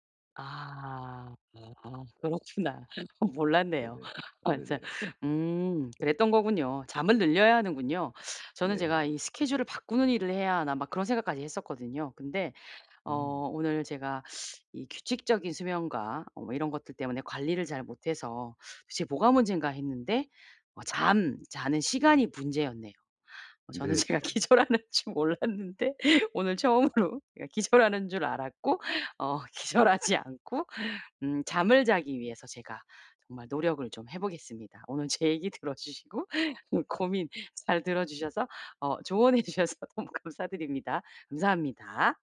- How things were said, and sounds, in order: laughing while speaking: "그렇구나. 몰랐네요. 맞아"; other background noise; laughing while speaking: "제가 기절하는 줄 몰랐는데 오늘 … 어 기절하지 않고"; laughing while speaking: "제 얘기 들어주시고 좀 고민 잘 들어주셔서 어 조언해 주셔서 너무 감사드립니다"
- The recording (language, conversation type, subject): Korean, advice, 규칙적인 수면과 짧은 휴식으로 하루 에너지를 어떻게 최적화할 수 있을까요?